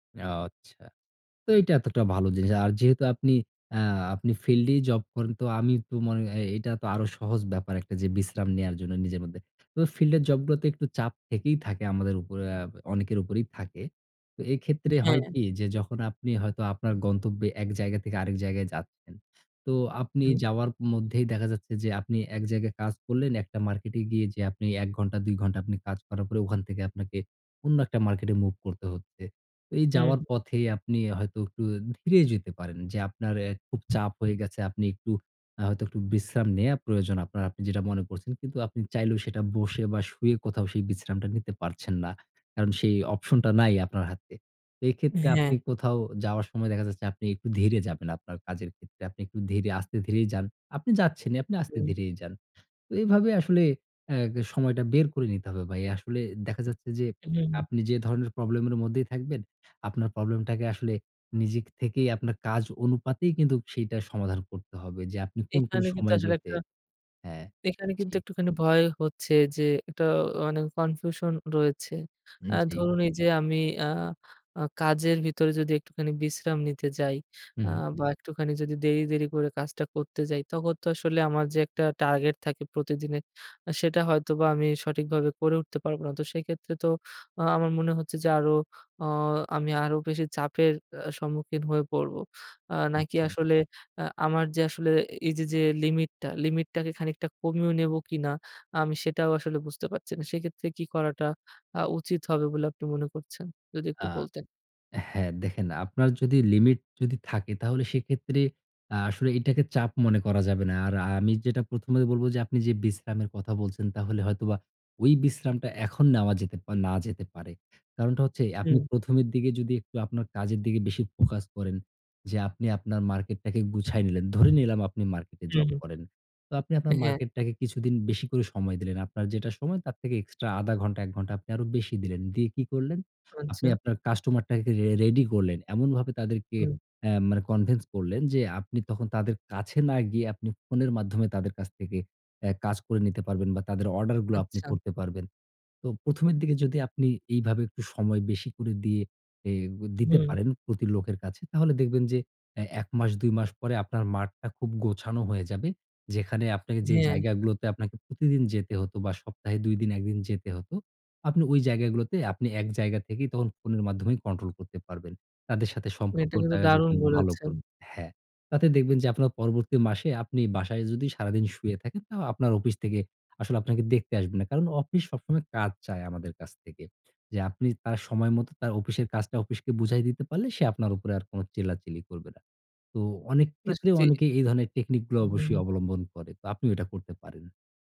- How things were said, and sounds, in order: tapping; horn; other background noise; "অফিসের" said as "অপিসের"; "অফিসকে" said as "অপিস্কে"
- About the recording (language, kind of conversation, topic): Bengali, advice, আমি কীভাবে কাজ আর বিশ্রামের মধ্যে সঠিক ভারসাম্য ও সীমা বজায় রাখতে পারি?